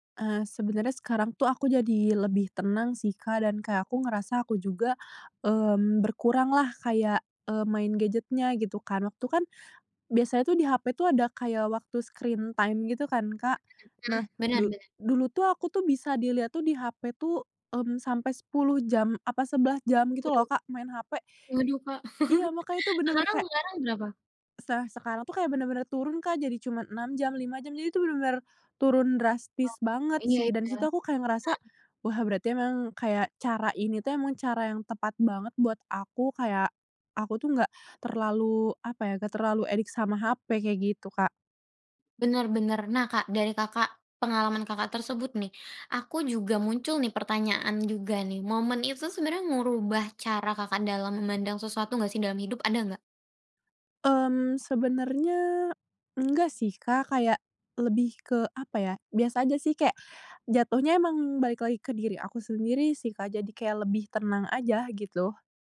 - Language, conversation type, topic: Indonesian, podcast, Bisakah kamu menceritakan momen tenang yang membuatmu merasa hidupmu berubah?
- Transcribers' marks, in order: in English: "screen time"; chuckle; in English: "addict"